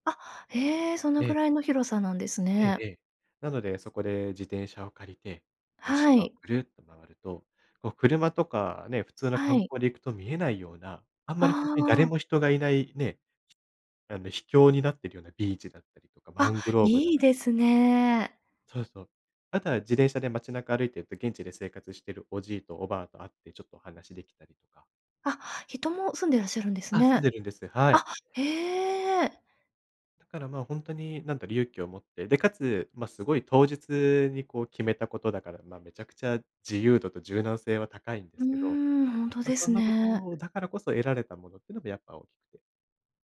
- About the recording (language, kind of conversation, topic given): Japanese, podcast, 旅行で学んだ大切な教訓は何ですか？
- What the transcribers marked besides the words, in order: other background noise